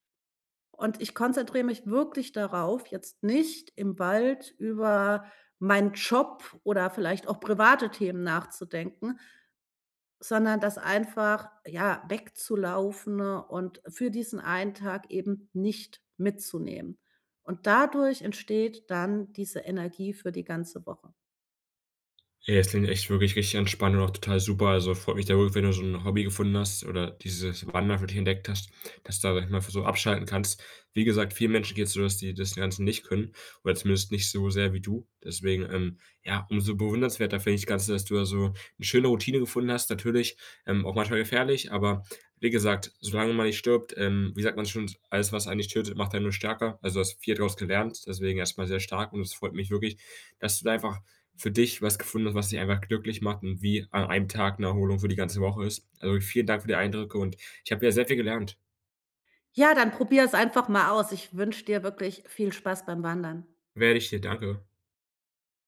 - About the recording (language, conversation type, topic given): German, podcast, Welche Tipps hast du für sicheres Alleinwandern?
- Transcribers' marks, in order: none